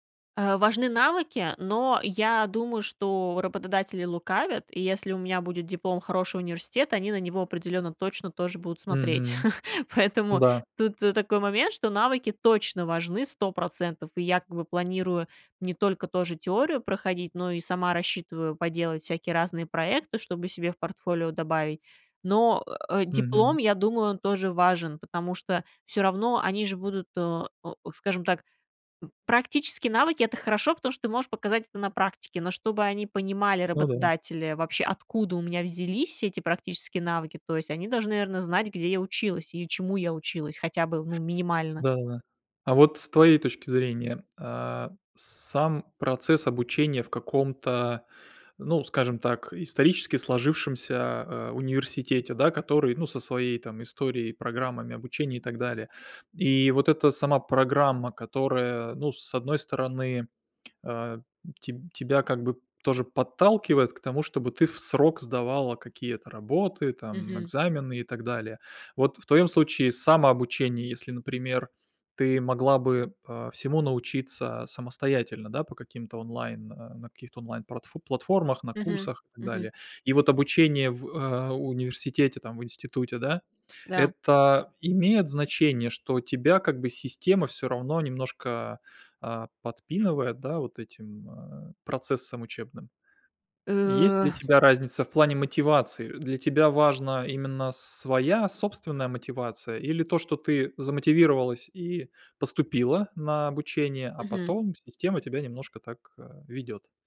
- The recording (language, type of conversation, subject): Russian, podcast, Как не потерять мотивацию, когда начинаешь учиться заново?
- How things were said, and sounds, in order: laugh; tapping; other background noise